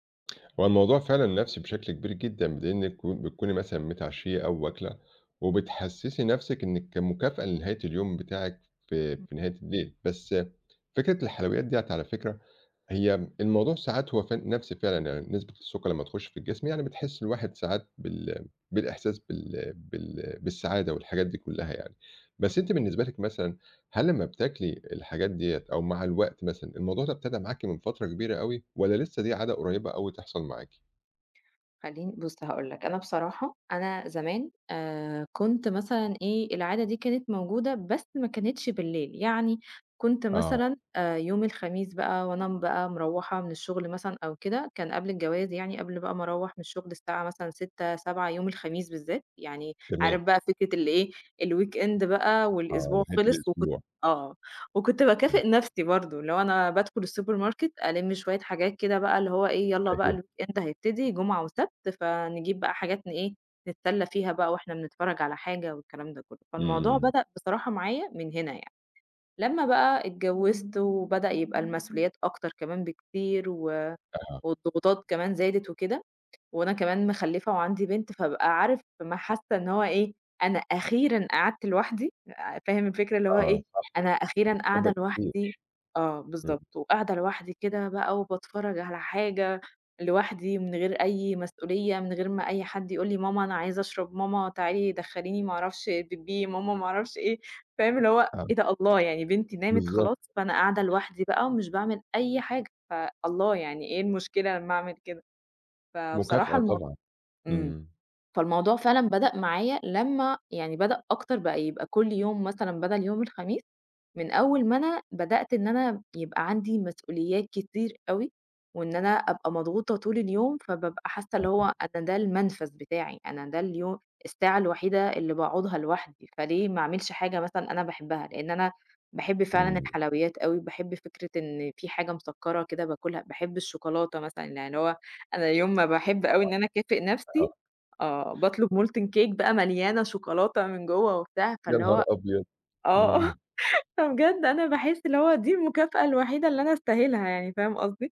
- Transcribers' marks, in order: other noise; in English: "الweekend"; in English: "السوبر ماركت"; laughing while speaking: "أيوه"; in English: "الweekend"; other background noise; unintelligible speech; laughing while speaking: "ماما ما أعرفش إيه، فاهم"; unintelligible speech; in English: "molten cake"; laugh; laughing while speaking: "فبجد أنا باحِس اللي هو … يعني فاهم قصدي؟"
- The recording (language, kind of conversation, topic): Arabic, advice, إزاي أقدر أتعامل مع الشراهة بالليل وإغراء الحلويات؟